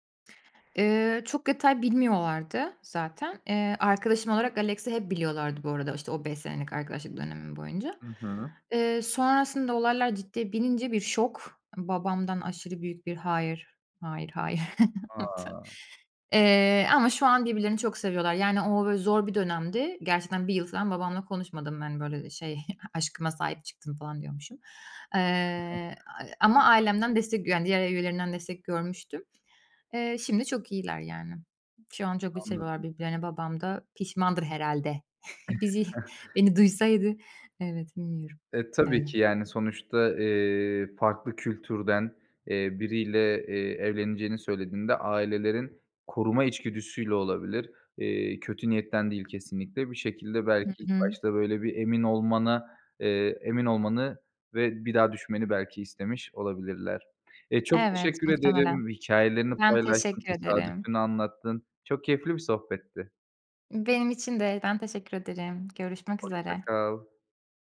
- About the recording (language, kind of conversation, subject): Turkish, podcast, Hayatınızı tesadüfen değiştiren biriyle hiç karşılaştınız mı?
- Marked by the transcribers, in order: other background noise; unintelligible speech; laughing while speaking: "Aşkıma"; chuckle; chuckle; laughing while speaking: "Bizi"; tapping